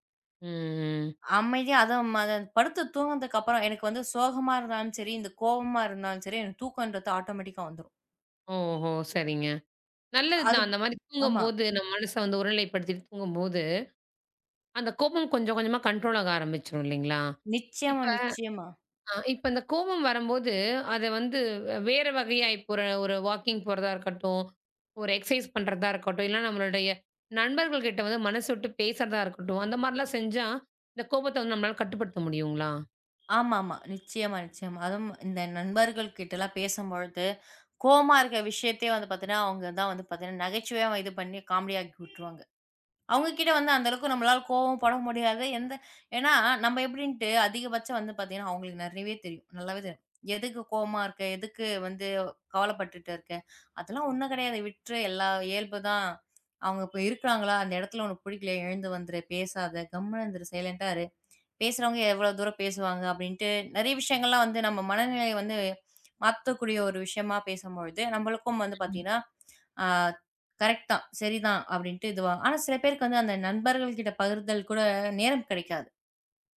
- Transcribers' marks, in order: drawn out: "ம்"; in English: "ஆட்டொமேட்டிக்கா"; in English: "கன்ட்ரோல்"; in English: "வாக்கிங்"; in English: "எக்சைஸ்"; other background noise; horn; in English: "சைலெண்டா"; other noise; in English: "கரெக்ட்"
- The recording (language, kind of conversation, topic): Tamil, podcast, கோபம் வந்தால் அதை எப்படி கையாளுகிறீர்கள்?